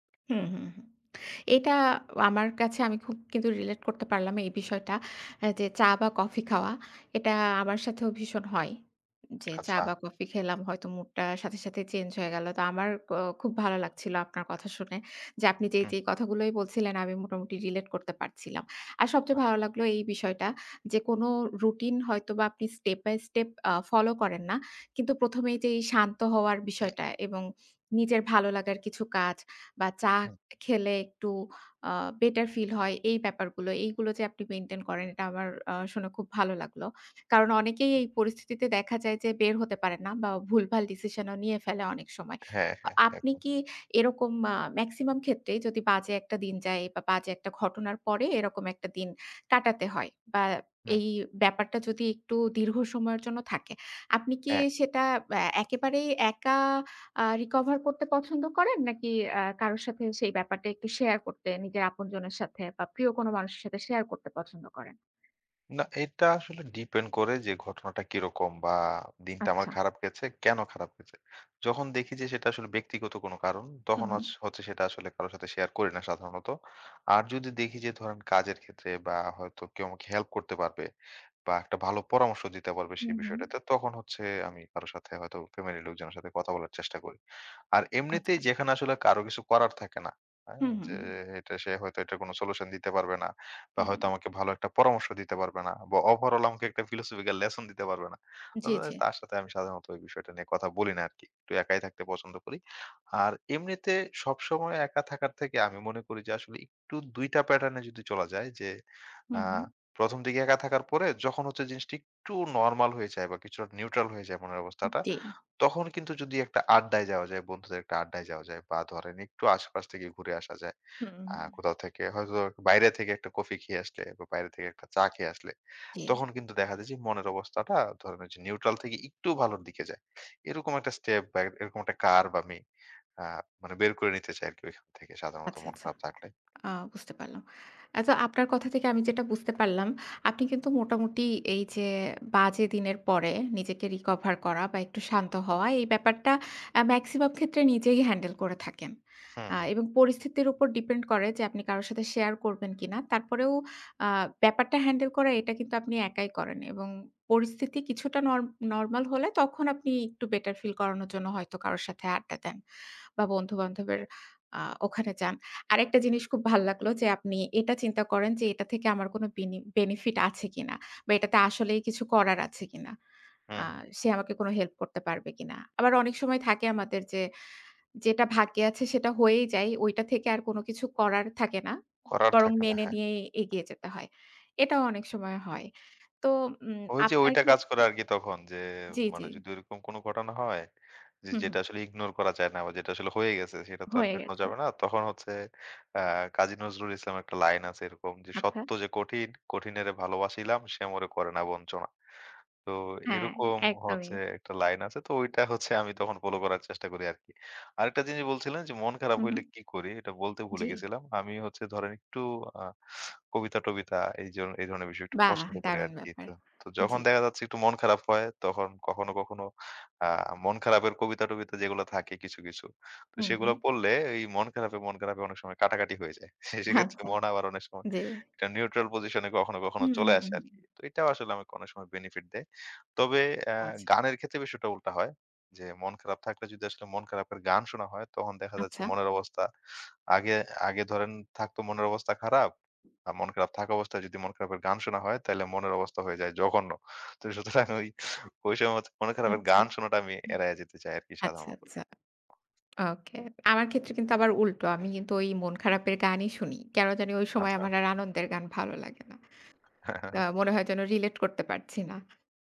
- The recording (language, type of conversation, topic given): Bengali, podcast, খারাপ দিনের পর আপনি কীভাবে নিজেকে শান্ত করেন?
- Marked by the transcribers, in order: in English: "স্টেপ বাই স্টেপ"; in English: "মেক্সিমাম"; "ডিপেন্ড" said as "ডিপেন"; tapping; in English: "ওভারঅল"; in English: "ফিলোসফিক্যাল লেসন"; in English: "নিউট্রাল"; in English: "নিউট্রাল"; "একটু" said as "ইক্টু"; in English: "কার্ভ"; in English: "রিকভার"; in English: "ডিপেন্ড"; other background noise; in English: "বিনি বেনিফিট"; scoff; in English: "নিউট্রাল পজিশন"; scoff; chuckle; in English: "রিলেট"